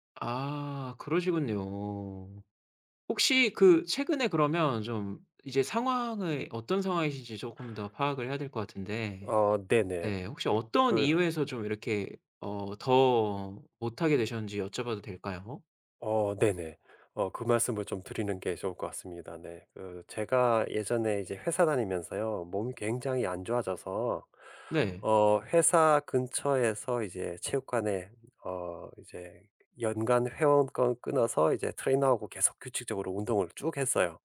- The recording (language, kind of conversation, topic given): Korean, advice, 바쁜 일정 때문에 규칙적으로 운동하지 못하는 상황을 어떻게 설명하시겠어요?
- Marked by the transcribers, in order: none